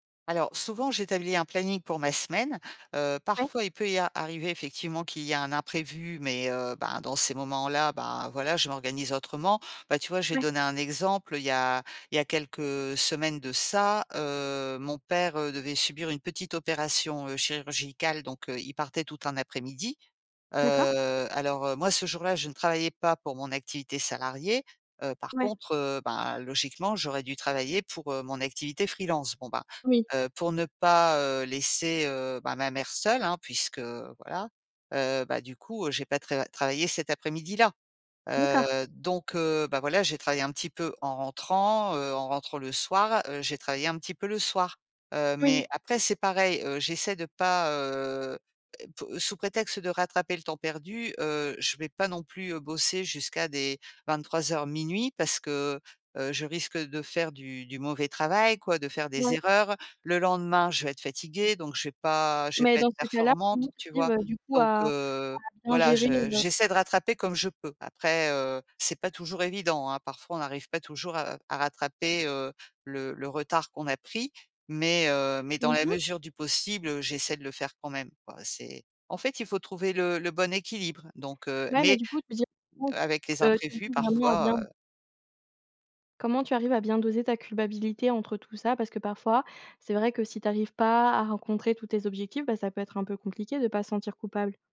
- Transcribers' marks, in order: drawn out: "heu"; unintelligible speech; unintelligible speech
- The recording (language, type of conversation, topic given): French, podcast, Qu’est-ce qui définit, pour toi, un bon équilibre entre vie professionnelle et vie personnelle ?